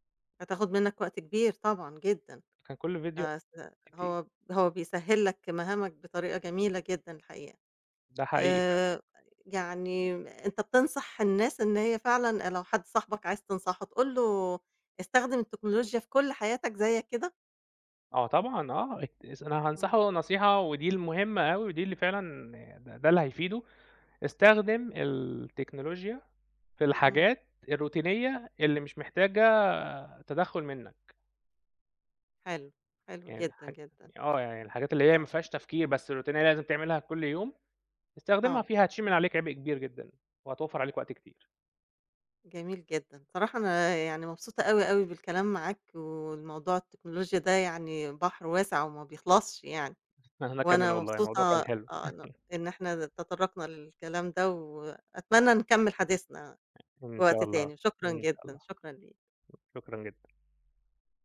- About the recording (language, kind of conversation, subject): Arabic, podcast, إزاي التكنولوجيا غيّرت روتينك اليومي؟
- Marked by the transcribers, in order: tapping; in English: "الروتينية"; in English: "الروتينية"; chuckle; other noise